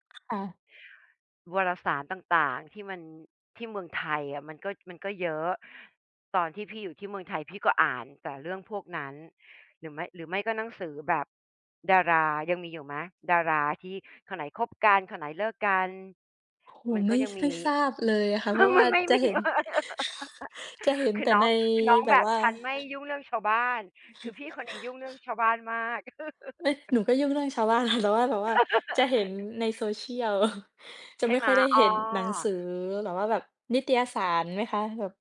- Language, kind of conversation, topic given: Thai, unstructured, คุณจะเปรียบเทียบหนังสือที่คุณชื่นชอบอย่างไร?
- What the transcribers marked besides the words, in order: tapping; chuckle; laugh; other background noise; chuckle; chuckle; chuckle; laugh; laughing while speaking: "ค่ะ"; chuckle